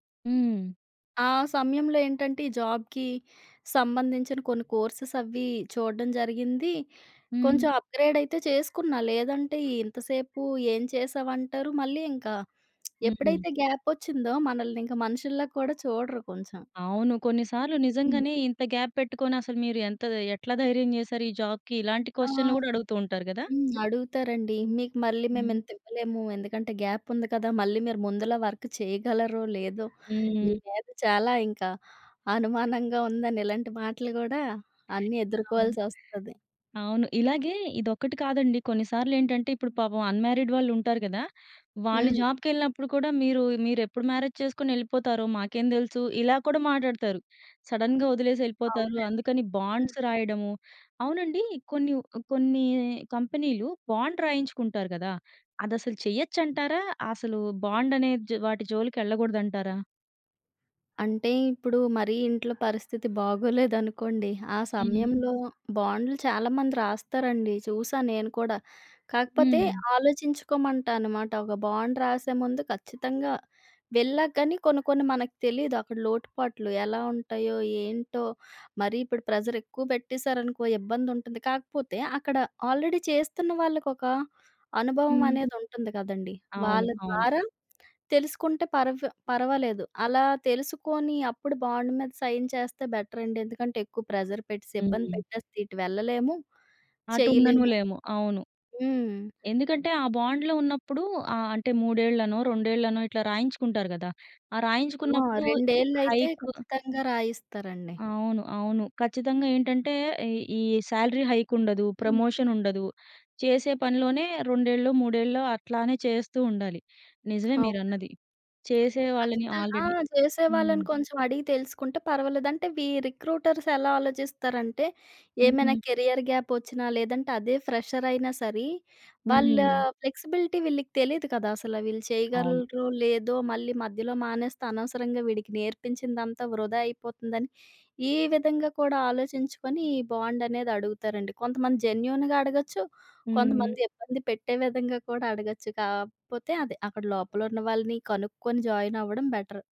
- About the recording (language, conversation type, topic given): Telugu, podcast, ఉద్యోగ మార్పు కోసం ఆర్థికంగా ఎలా ప్లాన్ చేసావు?
- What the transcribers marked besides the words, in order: in English: "జాబ్‌కి"; in English: "కోర్సెస్"; in English: "అప్‌గ్రేడ్"; other background noise; in English: "గ్యాప్"; in English: "జాబ్‌కి?"; tapping; in English: "గ్యాప్"; in English: "వర్క్"; in English: "అన్‌మ్యారిడ్"; in English: "మ్యారేజ్"; in English: "సడెన్‌గా"; in English: "బాండ్స్"; in English: "బాండ్"; in English: "బాండ్"; in English: "బాండ్"; in English: "ప్రెజర్"; in English: "ఆల్రెడీ"; in English: "బాండ్"; in English: "సైన్"; in English: "బెటర్"; in English: "ప్రెషర్"; in English: "బాండ్‌లో"; in English: "హైక్"; in English: "సాలరీ హైక్"; in English: "ప్రమోషన్"; in English: "ఆల్రెడీ"; in English: "రిక్రూటర్స్"; in English: "కెరియర్ గ్యాప్"; in English: "ఫ్రెషర్"; in English: "ఫ్లెక్సిబిలిటీ"; in English: "జెన్యూన్‌గా"; in English: "జాయిన్"; in English: "బెటర్"